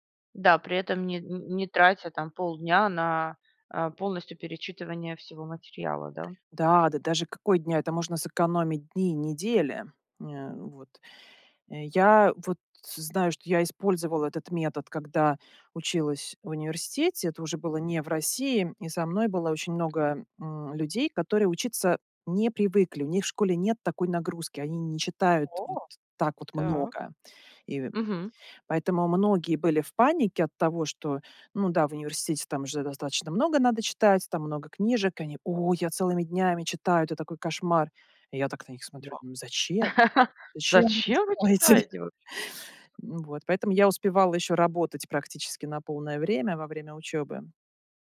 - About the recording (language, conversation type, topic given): Russian, podcast, Как выжимать суть из длинных статей и книг?
- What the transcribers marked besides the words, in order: other background noise; tapping; chuckle; chuckle